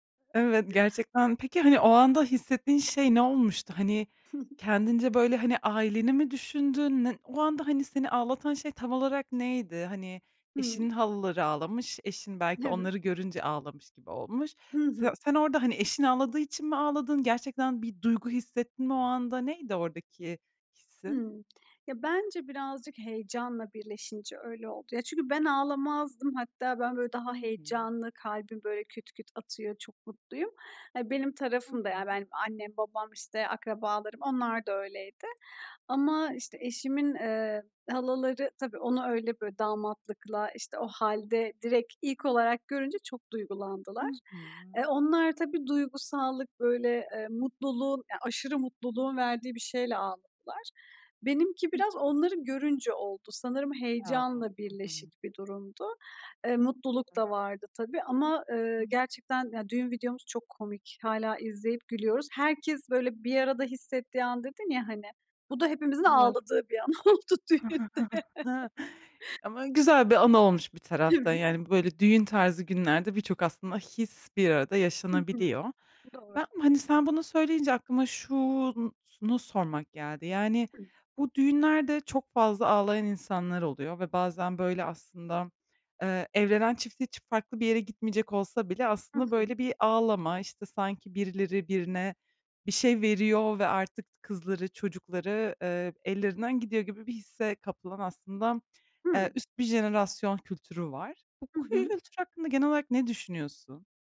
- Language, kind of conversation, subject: Turkish, podcast, Bir düğün ya da kutlamada herkesin birlikteymiş gibi hissettiği o anı tarif eder misin?
- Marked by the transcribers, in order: laughing while speaking: "Evet"; unintelligible speech; unintelligible speech; other noise; unintelligible speech; chuckle; other background noise; laughing while speaking: "oldu düğünde"; chuckle; laughing while speaking: "Evet"; unintelligible speech